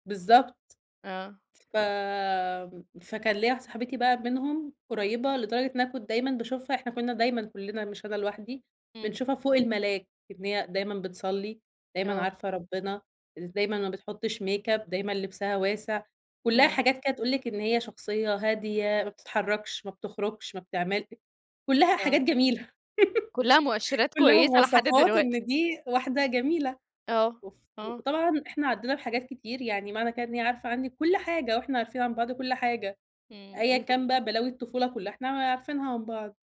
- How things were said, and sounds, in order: in English: "ميك أب"; laugh; tapping
- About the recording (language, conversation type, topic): Arabic, podcast, إيه هي التجربة اللي غيّرت نظرتك للحياة؟